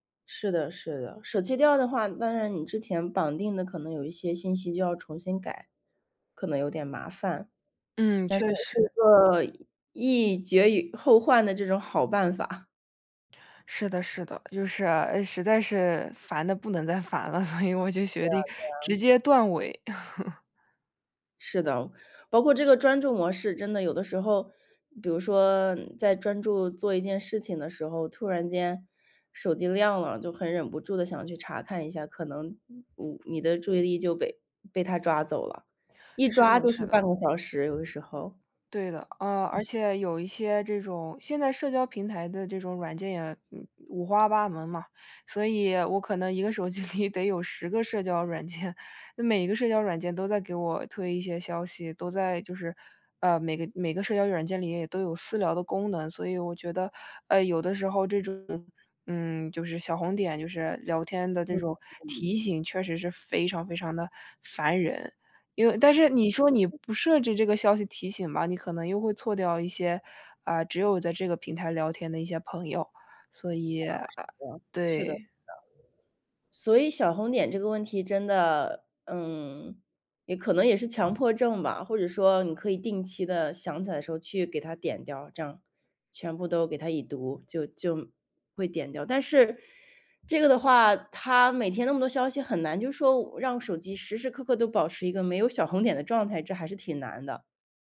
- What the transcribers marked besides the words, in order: laughing while speaking: "所以"; other background noise; chuckle; laughing while speaking: "里"; laughing while speaking: "软件"; unintelligible speech
- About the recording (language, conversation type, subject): Chinese, advice, 如何才能减少收件箱里的邮件和手机上的推送通知？